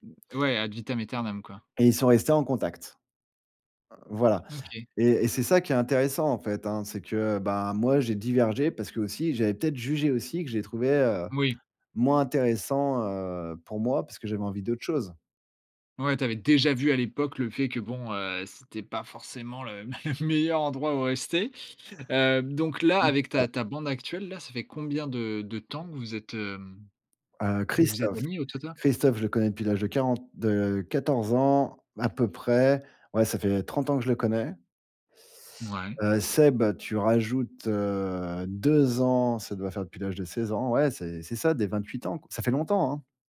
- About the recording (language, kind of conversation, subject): French, podcast, Comment as-tu trouvé ta tribu pour la première fois ?
- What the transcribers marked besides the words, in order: other background noise; chuckle; drawn out: "heu"